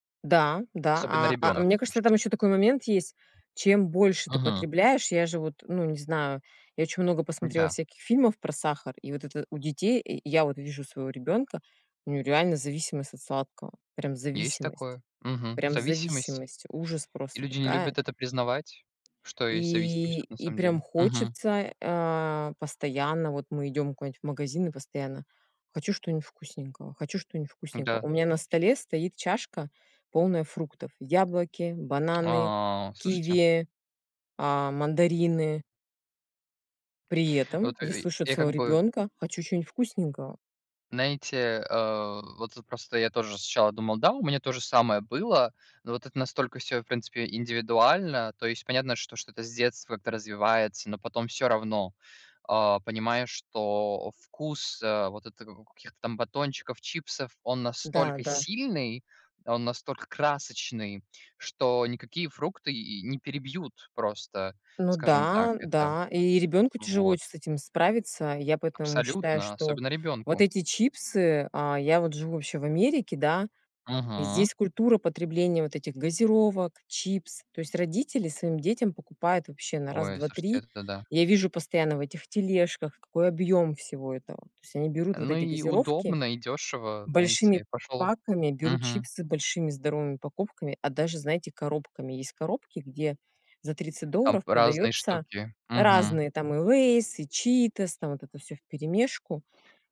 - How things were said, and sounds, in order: other background noise; tapping; lip smack
- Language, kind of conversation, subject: Russian, unstructured, Какие продукты вы считаете наиболее опасными для детей?